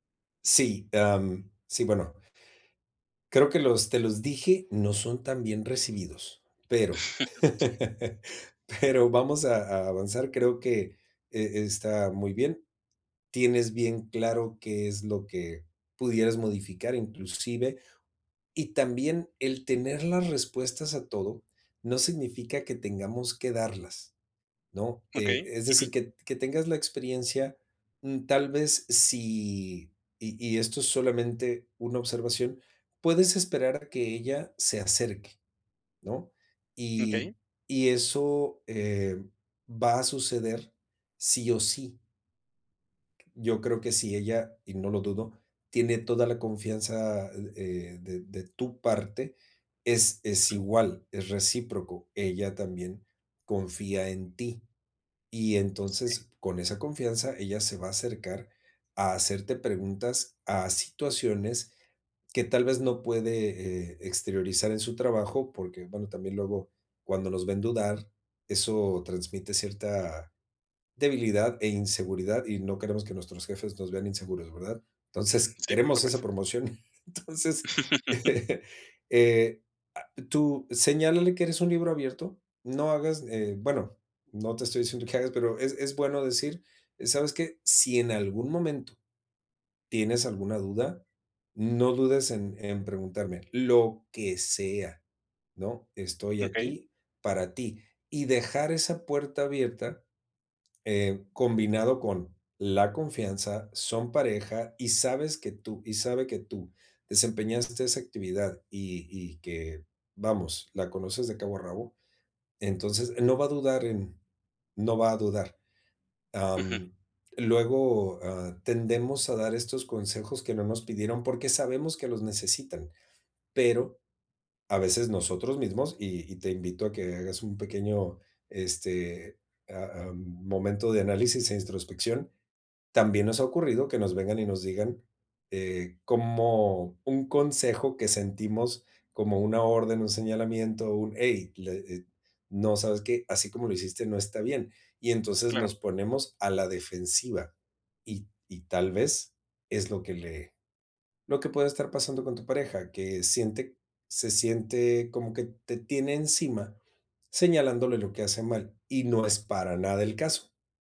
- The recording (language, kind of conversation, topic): Spanish, advice, ¿Cómo puedo equilibrar de manera efectiva los elogios y las críticas?
- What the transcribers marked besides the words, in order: "lo" said as "los"; chuckle; other background noise; laugh; other noise; chuckle; laughing while speaking: "Entonces"; chuckle